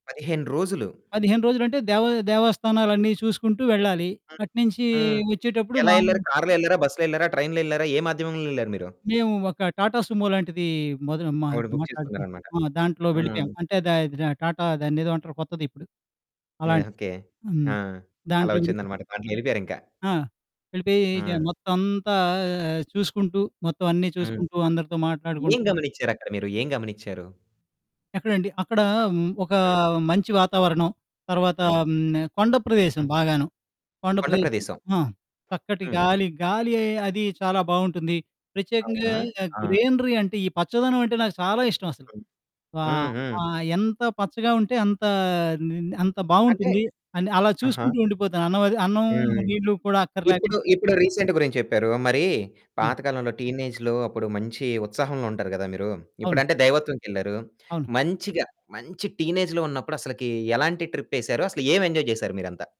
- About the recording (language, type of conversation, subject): Telugu, podcast, నిజమైన స్నేహం అంటే మీకు ఏమనిపిస్తుంది?
- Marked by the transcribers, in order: in English: "ట్రైన్‌లో"; distorted speech; in English: "బుక్"; in English: "గ్రీనరీ"; other background noise; in English: "రీసెంట్"; in English: "టీనేజ్‌లో"; in English: "టీనేజ్‌లో"; in English: "ట్రిప్"; in English: "ఎంజాయ్"